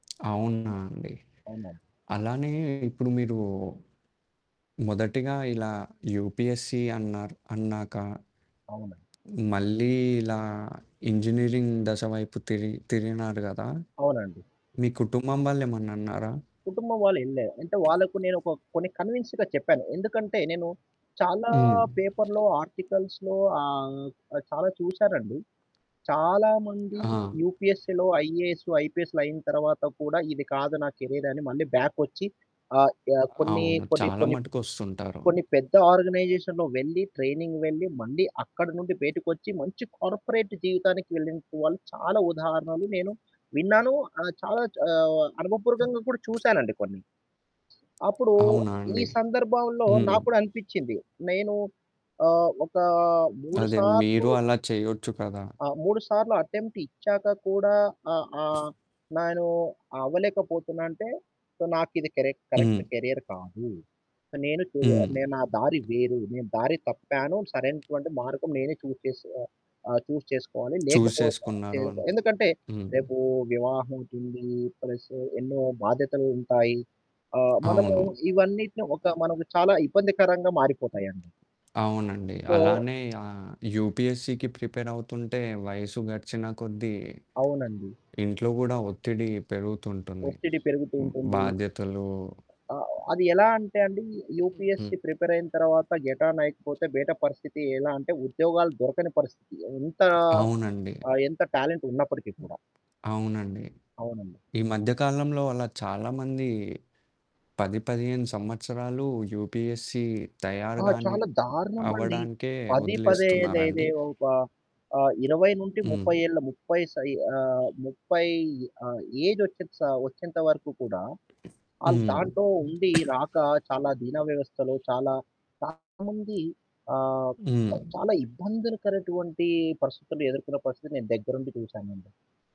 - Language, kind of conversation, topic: Telugu, podcast, దారితప్పిన తర్వాత కొత్త దారి కనుగొన్న అనుభవం మీకు ఉందా?
- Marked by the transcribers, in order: static; other background noise; in English: "యూపీఎస్‌సి"; in English: "ఇంజినీరింగ్"; distorted speech; in English: "కన్విన్స్‌గా"; in English: "పేపర్‌లో ఆర్టికల్స్‌లో"; in English: "యూపీఎస్‌సిలో, ఐఏఎస్"; in English: "కెరీయర్"; in English: "బ్యాక్"; in English: "ఆర్గనైజేషన్‌లో"; in English: "ట్రైనింగ్"; in English: "కార్పొరేట్"; in English: "అటెంప్ట్"; in English: "సో"; in English: "కరెక్ కరెక్ట్ కెరియర్"; in English: "చూజ్"; tapping; in English: "చూజ్"; in English: "చూస్"; in English: "ప్లస్"; in English: "సో"; in English: "యూపీఎస్‌సికి ప్రిపేర్"; in English: "యూపీఎస్‌సి ప్రిపేర్"; in English: "గెటాన్"; in English: "టాలెంట్"; in English: "యూపీఎస్‌సి"; cough